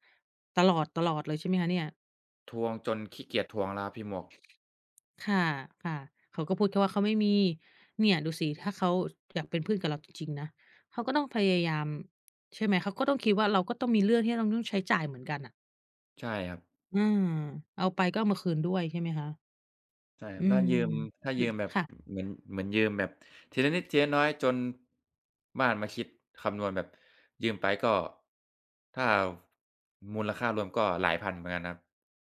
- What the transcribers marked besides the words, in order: other noise
- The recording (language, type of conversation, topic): Thai, unstructured, เพื่อนที่ดีมีผลต่อชีวิตคุณอย่างไรบ้าง?